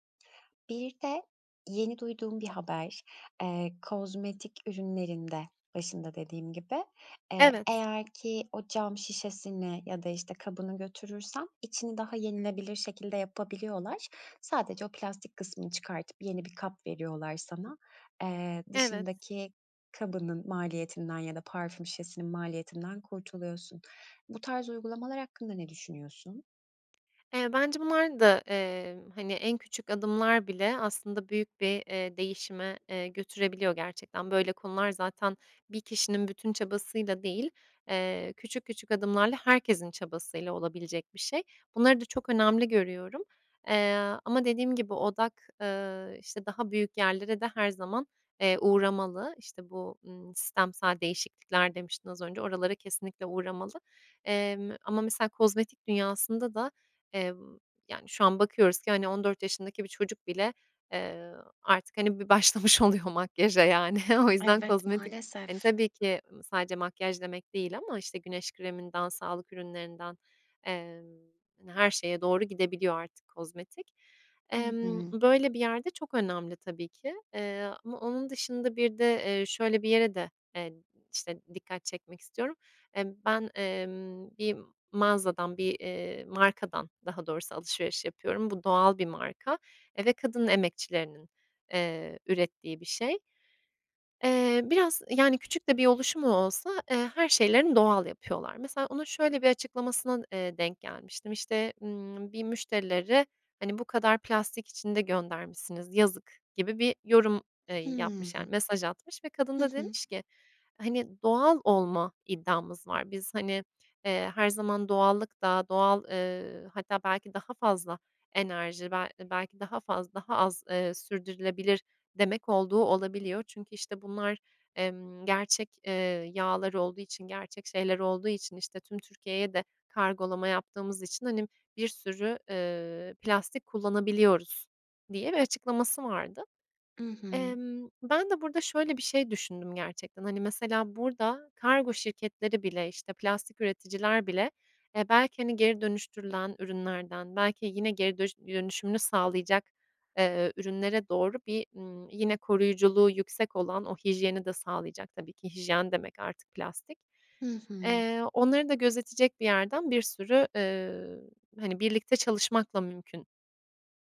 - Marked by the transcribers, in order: other background noise; tapping; laughing while speaking: "başlamış"; laughing while speaking: "O yüzden"; other noise
- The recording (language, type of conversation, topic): Turkish, podcast, Plastik atıkları azaltmak için neler önerirsiniz?